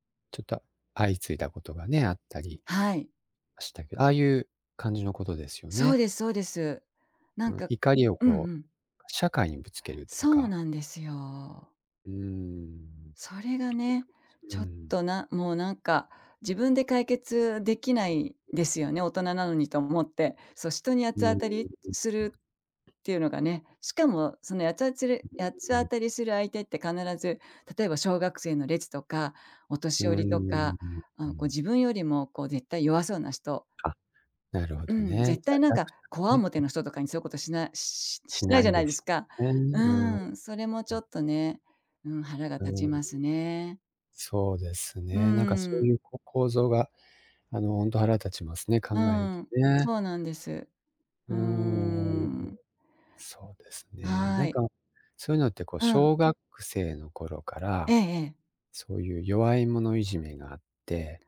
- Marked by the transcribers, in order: other background noise; tapping
- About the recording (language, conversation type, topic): Japanese, unstructured, 最近のニュースを見て、怒りを感じたことはありますか？